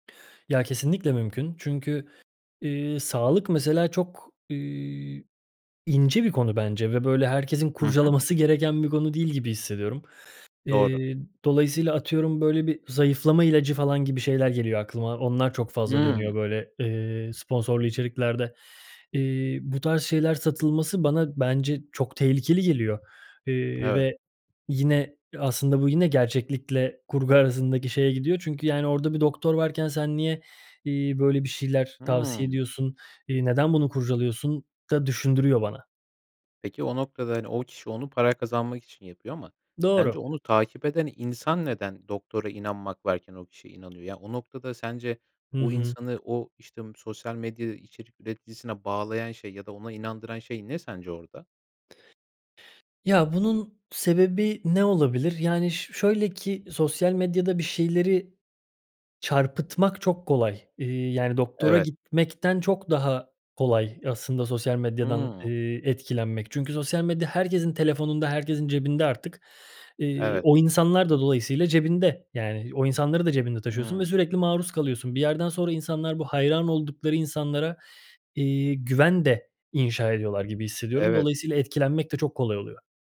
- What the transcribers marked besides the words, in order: tapping
- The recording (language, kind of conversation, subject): Turkish, podcast, Sosyal medyada gerçeklik ile kurgu arasındaki çizgi nasıl bulanıklaşıyor?